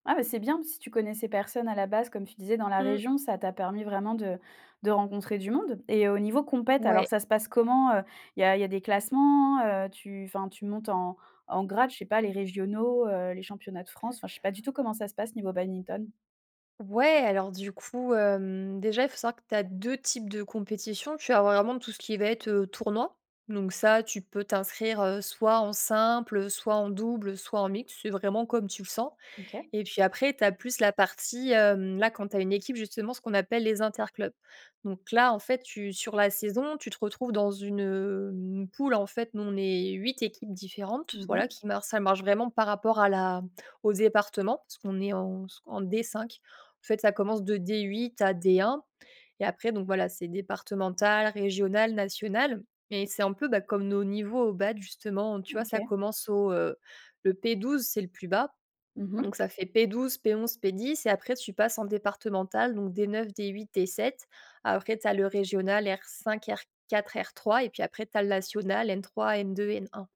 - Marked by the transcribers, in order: tapping; stressed: "Ouais"; stressed: "deux"; other background noise; "badminton" said as "bad"
- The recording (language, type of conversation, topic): French, podcast, Quel passe-temps t’occupe le plus ces derniers temps ?